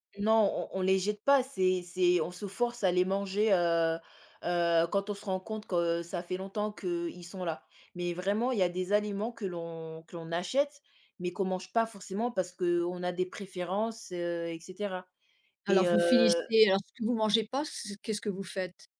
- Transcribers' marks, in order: none
- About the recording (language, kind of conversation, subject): French, unstructured, Est-ce que les prix élevés des produits frais te frustrent parfois ?